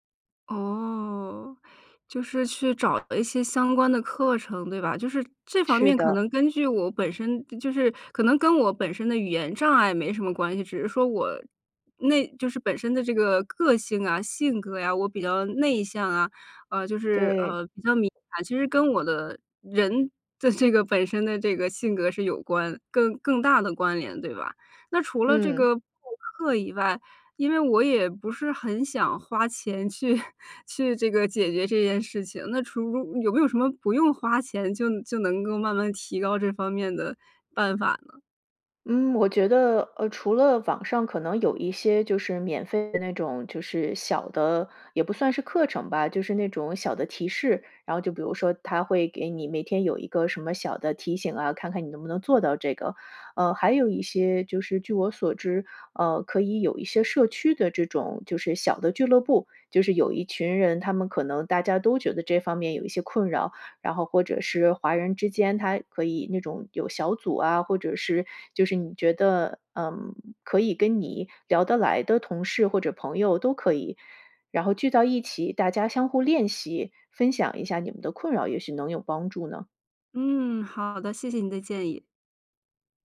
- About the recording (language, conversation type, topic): Chinese, advice, 语言障碍如何在社交和工作中给你带来压力？
- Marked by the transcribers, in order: tapping; laughing while speaking: "的"; laughing while speaking: "去"